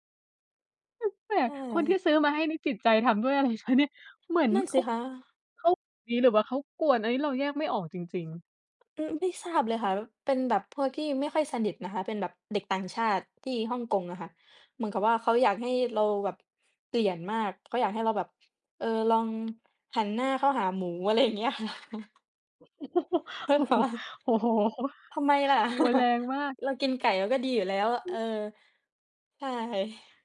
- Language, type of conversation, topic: Thai, unstructured, คุณเคยรู้สึกขัดแย้งกับคนที่มีความเชื่อต่างจากคุณไหม?
- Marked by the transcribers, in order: laughing while speaking: "อะไร"; laughing while speaking: "ค่ะ"; chuckle; laughing while speaking: "โอ้โฮ"; unintelligible speech; chuckle; other noise